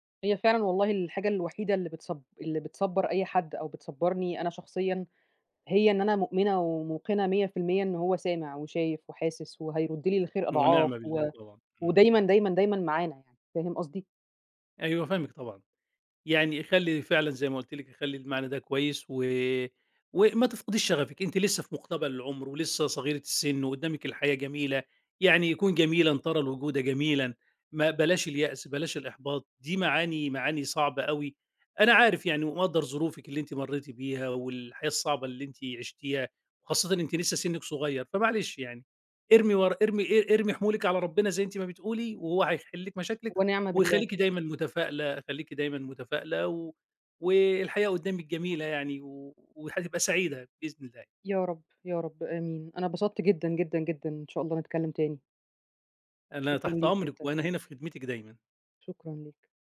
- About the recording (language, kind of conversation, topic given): Arabic, advice, إزاي فقدت الشغف والهوايات اللي كانت بتدي لحياتي معنى؟
- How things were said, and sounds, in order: tapping